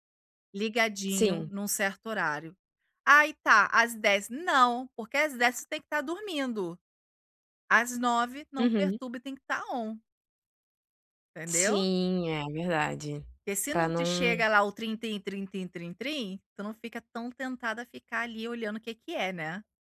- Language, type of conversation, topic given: Portuguese, advice, Como posso criar e manter um horário de sono consistente todas as noites?
- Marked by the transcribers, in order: in English: "on"; tapping